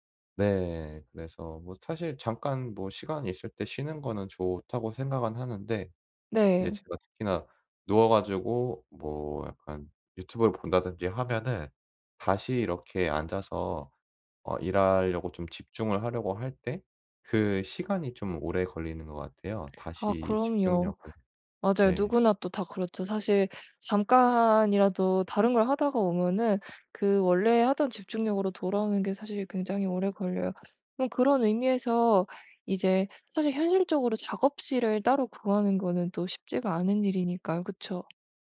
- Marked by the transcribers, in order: other background noise
- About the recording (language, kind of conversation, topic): Korean, advice, 집에서 어떻게 하면 더 편안하게 쉬고 제대로 휴식할 수 있을까요?